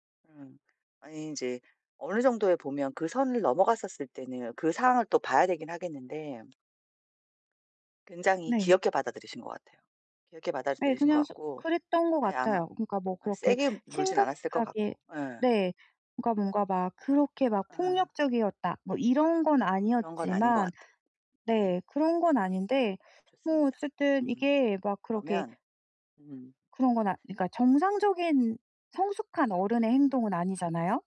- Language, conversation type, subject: Korean, advice, 충동과 갈망을 더 잘 알아차리려면 어떻게 해야 할까요?
- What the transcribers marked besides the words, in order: other background noise; tapping; laugh